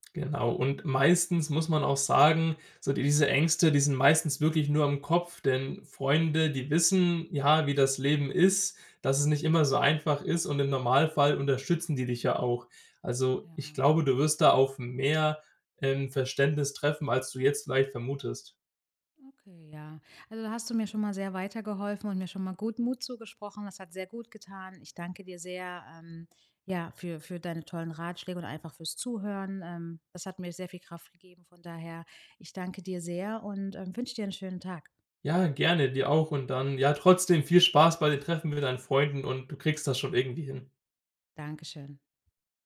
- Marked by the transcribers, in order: none
- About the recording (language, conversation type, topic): German, advice, Wie gehe ich damit um, dass ich trotz Erschöpfung Druck verspüre, an sozialen Veranstaltungen teilzunehmen?